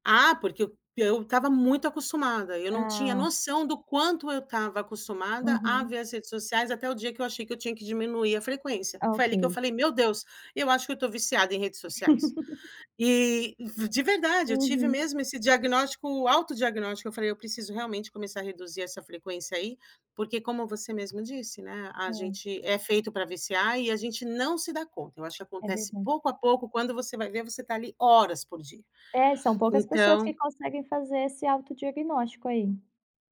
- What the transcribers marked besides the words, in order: laugh
- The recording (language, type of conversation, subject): Portuguese, podcast, Que papel as redes sociais têm nas suas relações?